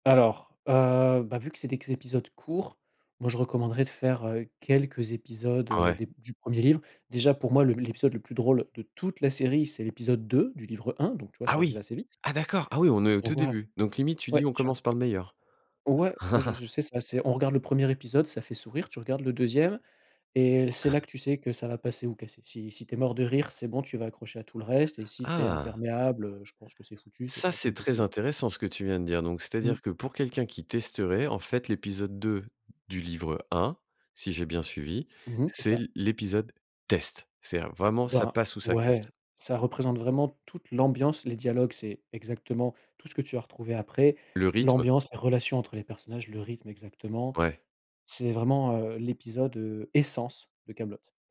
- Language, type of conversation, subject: French, podcast, Quelle série française aimerais-tu recommander et pourquoi ?
- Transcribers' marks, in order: chuckle; chuckle; stressed: "essence"